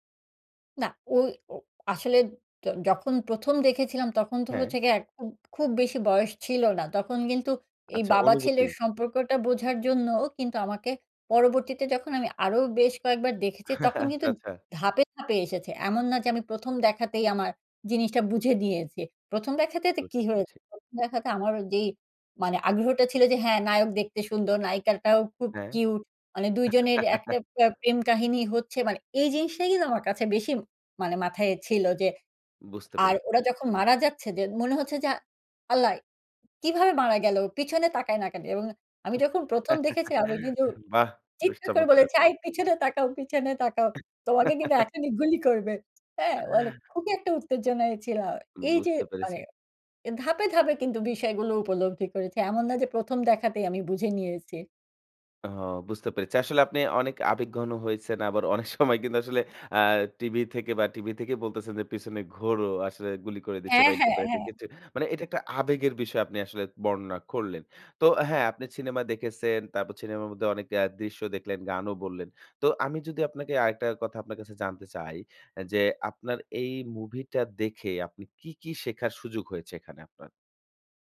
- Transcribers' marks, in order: scoff; "নায়িকাটাও" said as "নায়িকারটাও"; chuckle; laughing while speaking: "আই, পিছনে তাকাও, পিছনে তাকাও … একটা উত্তেজনায় ছিলাম"; laugh; tapping; scoff
- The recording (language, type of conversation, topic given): Bengali, podcast, বল তো, কোন সিনেমা তোমাকে সবচেয়ে গভীরভাবে ছুঁয়েছে?